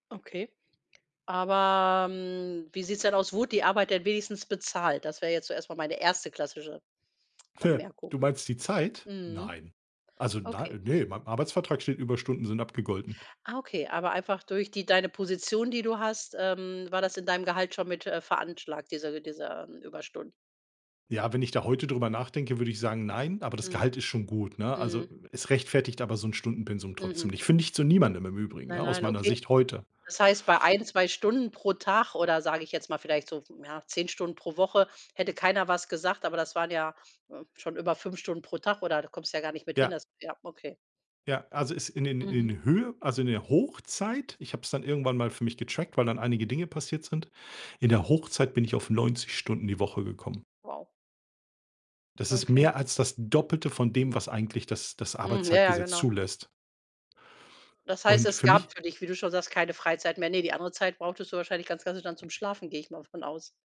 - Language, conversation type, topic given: German, podcast, Wie setzt du klare Grenzen zwischen Arbeit und Freizeit?
- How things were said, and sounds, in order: tapping; chuckle; stressed: "Doppelte"; other background noise